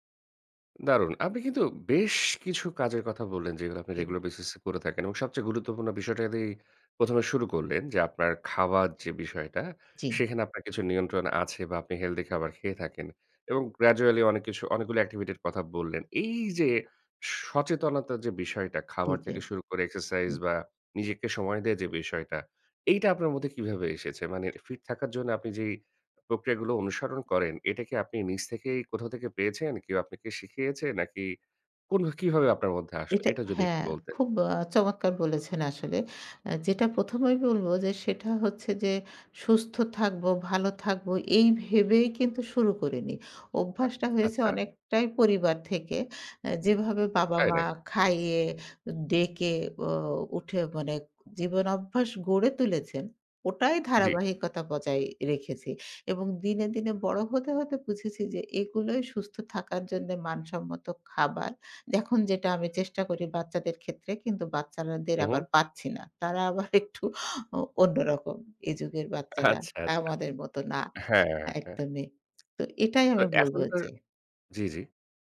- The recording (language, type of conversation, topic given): Bengali, podcast, জিমে না গিয়ে কীভাবে ফিট থাকা যায়?
- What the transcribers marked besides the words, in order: in English: "গ্রাজুয়ালি"; laughing while speaking: "আচ্ছা, আচ্ছা"